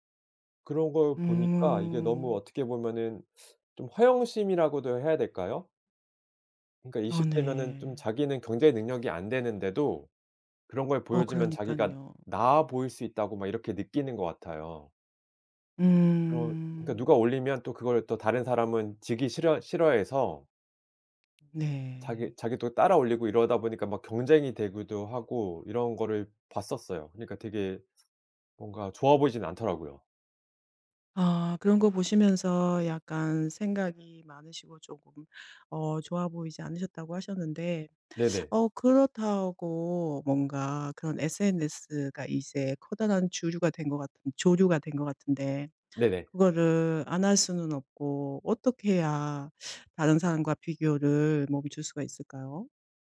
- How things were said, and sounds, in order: other background noise
- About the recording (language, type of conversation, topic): Korean, podcast, 다른 사람과의 비교를 멈추려면 어떻게 해야 할까요?